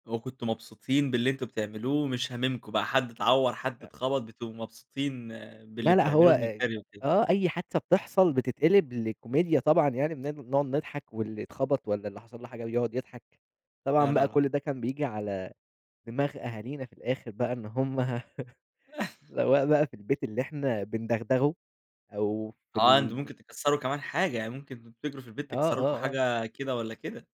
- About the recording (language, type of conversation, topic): Arabic, podcast, إيه أكتر ذكرى من طفولتك لسه بتضحّكك كل ما تفتكرها؟
- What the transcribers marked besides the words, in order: tapping; chuckle